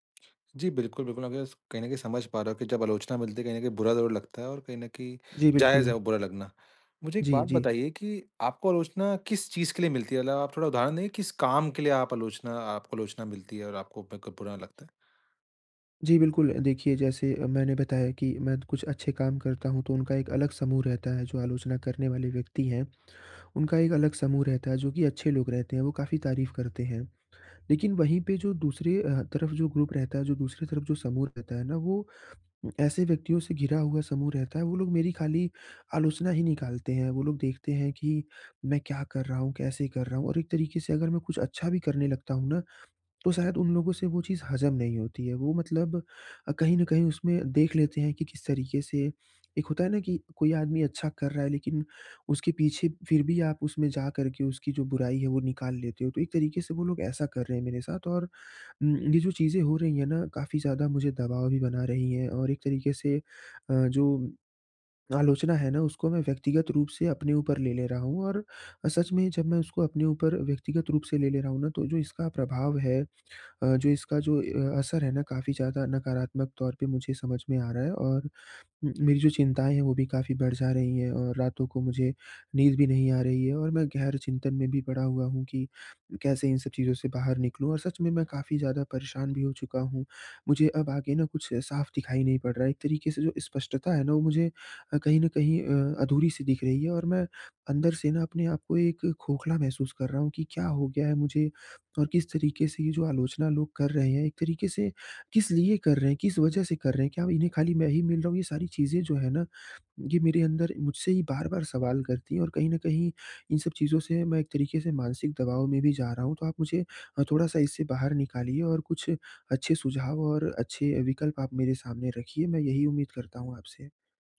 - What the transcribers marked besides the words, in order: in English: "ग्रुप"; lip smack
- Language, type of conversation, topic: Hindi, advice, मैं रचनात्मक आलोचना को व्यक्तिगत रूप से कैसे न लूँ?